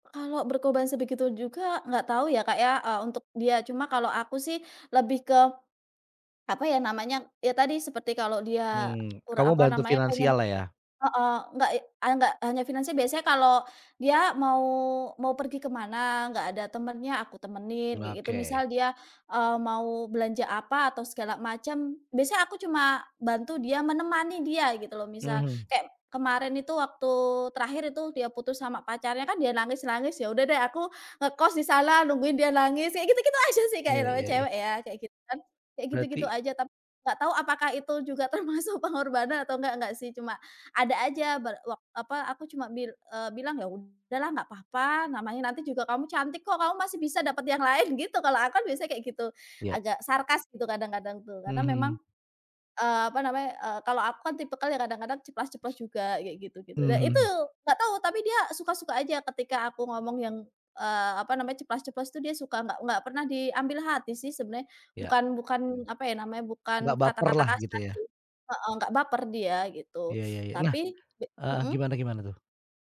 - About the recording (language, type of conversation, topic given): Indonesian, podcast, Apa momen persahabatan yang paling berarti buat kamu?
- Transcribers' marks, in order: tapping; laughing while speaking: "termasuk"; other background noise